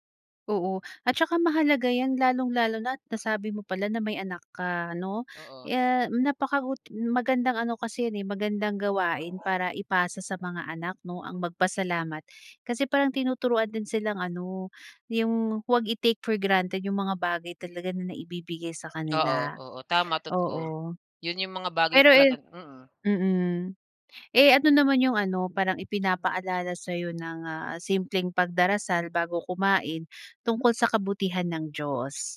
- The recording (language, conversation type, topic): Filipino, podcast, Ano ang kahalagahan sa inyo ng pagdarasal bago kumain?
- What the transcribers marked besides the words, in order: dog barking